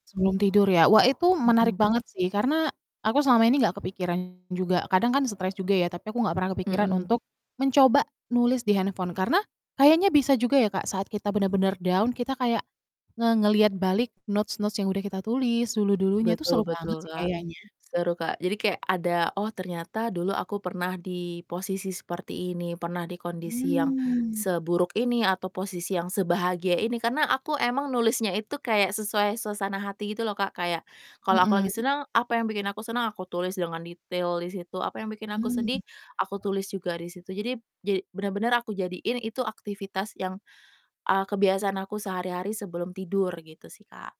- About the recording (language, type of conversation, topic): Indonesian, podcast, Apa hal sederhana yang membuat kamu merasa bersyukur?
- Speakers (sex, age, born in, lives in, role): female, 30-34, Indonesia, Indonesia, guest; female, 30-34, Indonesia, Indonesia, host
- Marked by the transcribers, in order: distorted speech; in English: "down"; in English: "notes-notes"; static; other background noise